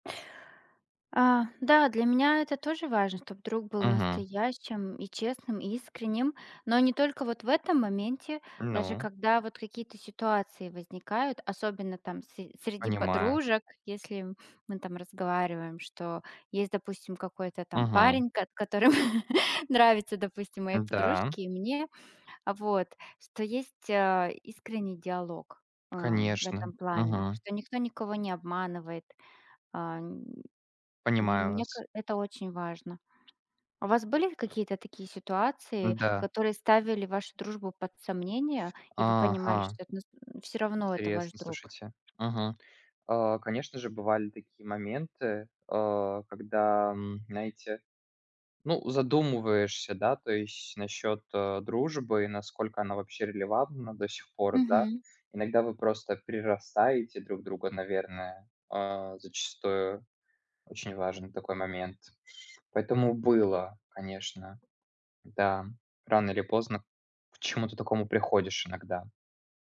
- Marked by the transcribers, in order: chuckle; other background noise; grunt; tapping
- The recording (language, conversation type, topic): Russian, unstructured, Что для вас значит настоящая дружба?